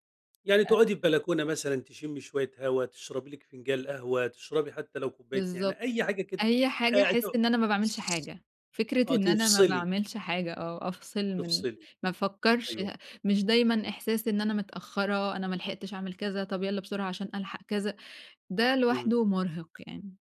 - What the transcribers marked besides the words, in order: none
- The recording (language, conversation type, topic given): Arabic, advice, إزاي ألاقي وقت أسترخي فيه كل يوم وسط يومي المليان؟